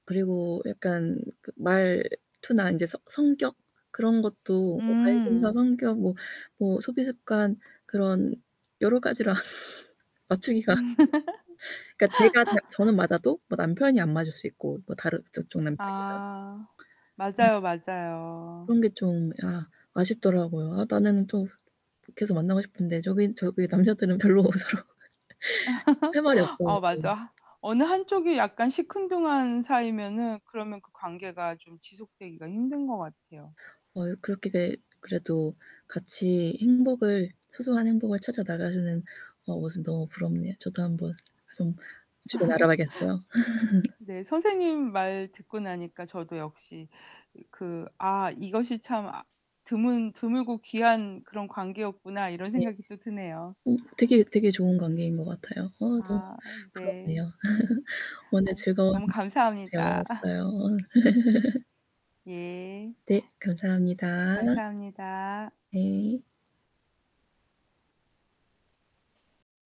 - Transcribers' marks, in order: static; distorted speech; laughing while speaking: "여러가지라"; laugh; laugh; laugh; chuckle; chuckle; chuckle
- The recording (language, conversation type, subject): Korean, unstructured, 일상에서 작은 행복을 찾는 방법이 있을까요?